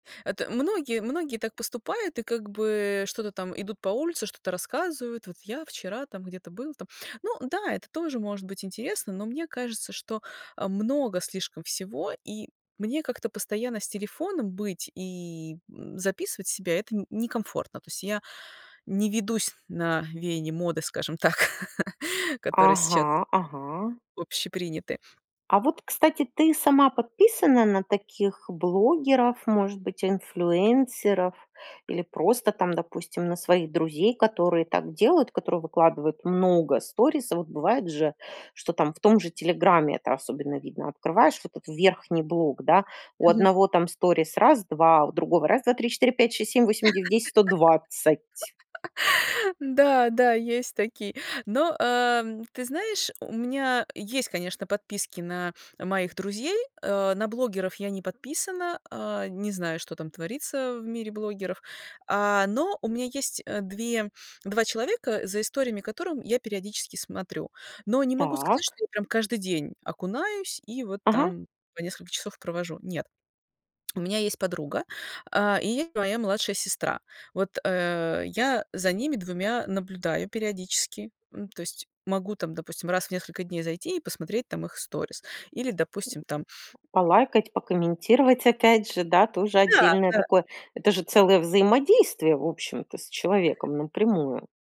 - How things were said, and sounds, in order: laugh; tapping; laugh; tsk; grunt; other background noise
- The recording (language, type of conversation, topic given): Russian, podcast, Как вы превращаете личный опыт в историю?